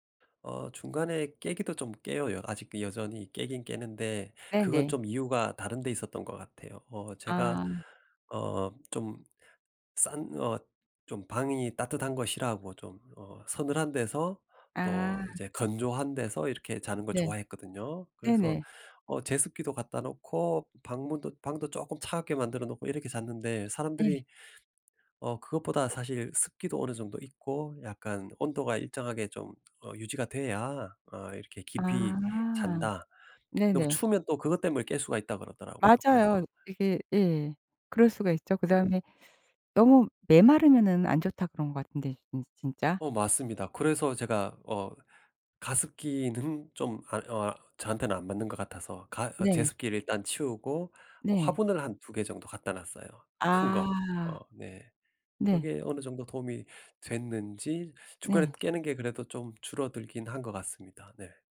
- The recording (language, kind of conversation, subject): Korean, podcast, 수면 리듬을 회복하려면 어떻게 해야 하나요?
- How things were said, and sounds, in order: other background noise